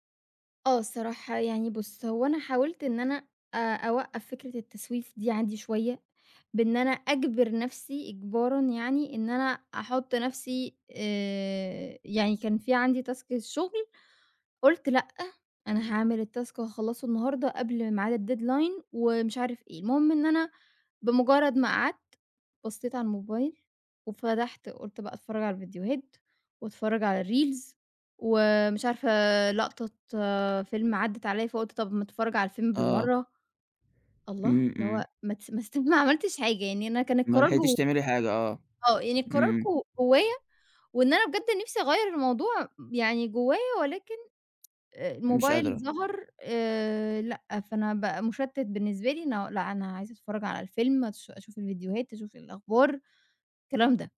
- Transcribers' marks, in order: in English: "تاسك"; in English: "التاسك"; in English: "الdeadline"; in English: "الريلز"; tapping
- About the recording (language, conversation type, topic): Arabic, advice, إيه اللي بيخليك تأجّل دايمًا الحاجات المهمة اللي لازم تتعمل؟